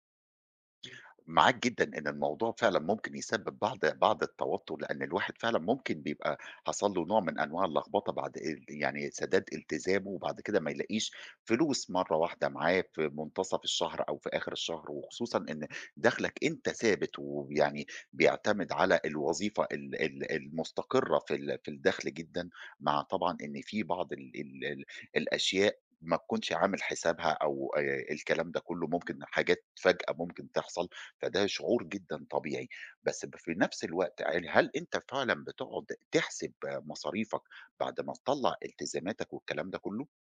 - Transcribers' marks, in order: none
- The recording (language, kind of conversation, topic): Arabic, advice, إزاي ألتزم بالميزانية الشهرية من غير ما أغلط؟